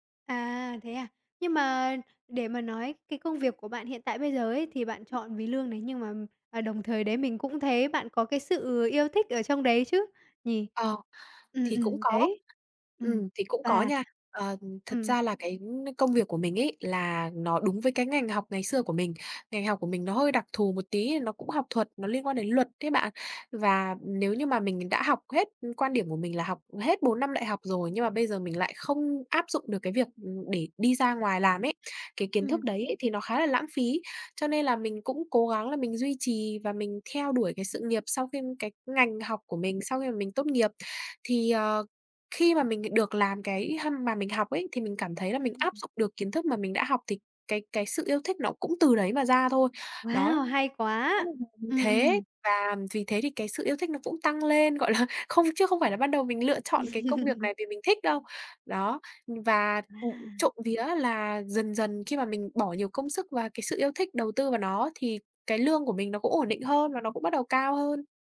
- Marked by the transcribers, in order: other background noise; tapping; unintelligible speech; laughing while speaking: "là"; laugh
- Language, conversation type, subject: Vietnamese, podcast, Tiền lương quan trọng tới mức nào khi chọn việc?